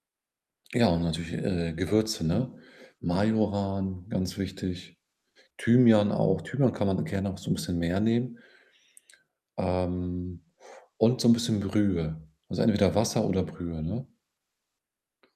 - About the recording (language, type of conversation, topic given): German, podcast, Welche Speise verbindet dich am stärksten mit deiner Familie?
- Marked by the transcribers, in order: other background noise